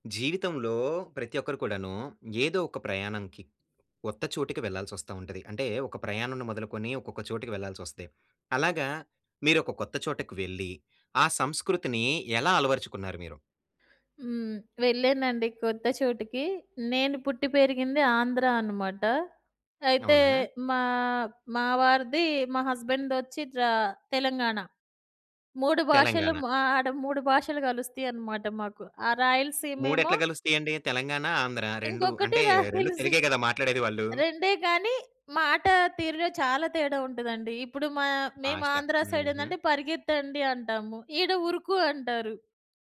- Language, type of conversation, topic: Telugu, podcast, మీరు కొత్త చోటికి వెళ్లిన తర్వాత అక్కడి సంస్కృతికి ఎలా అలవాటు పడ్డారు?
- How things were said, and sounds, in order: in English: "హస్బెండ్"; laughing while speaking: "రాయలసీ"; other background noise; in English: "ఫాస్ట్‌గా"